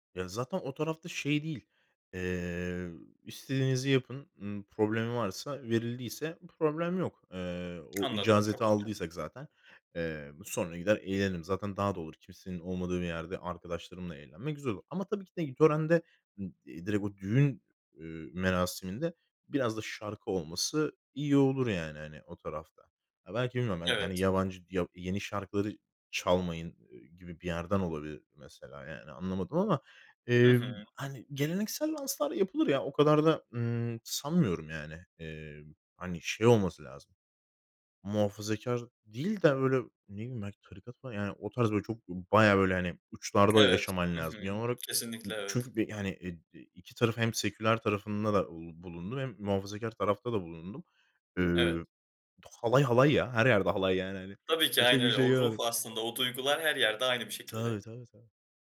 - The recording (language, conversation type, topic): Turkish, podcast, Düğününle ya da özel bir törenle bağdaştırdığın şarkı hangisi?
- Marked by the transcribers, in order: other background noise; tapping; unintelligible speech